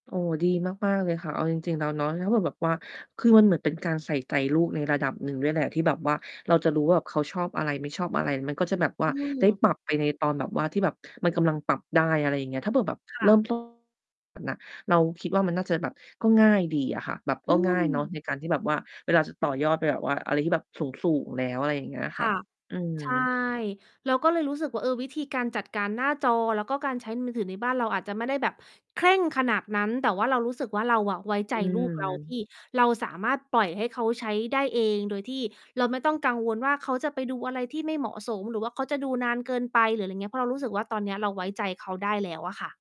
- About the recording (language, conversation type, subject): Thai, podcast, ที่บ้านคุณมีวิธีจัดการเรื่องหน้าจอและเวลาการใช้มือถือกันอย่างไรบ้าง?
- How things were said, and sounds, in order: distorted speech